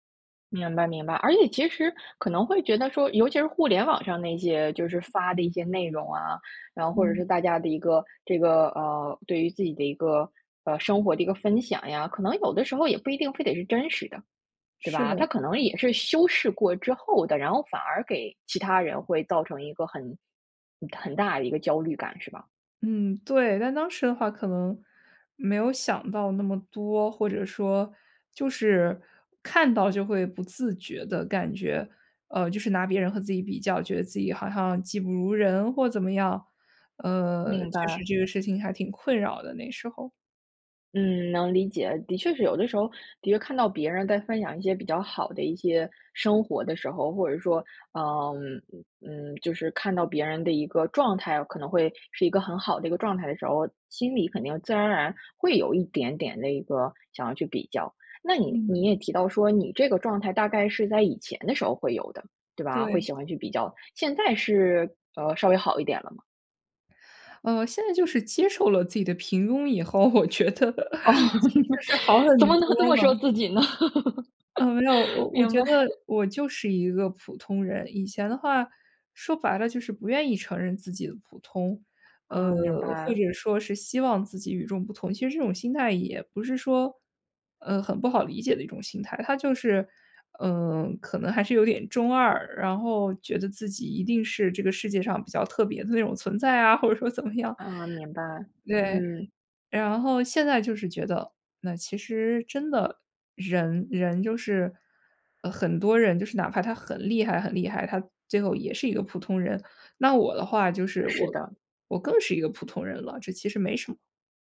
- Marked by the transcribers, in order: laughing while speaking: "我觉得"; laugh; laughing while speaking: "怎么能这么说自己呢？"; laugh; laughing while speaking: "或者说"
- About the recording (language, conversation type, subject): Chinese, podcast, 你是如何停止与他人比较的？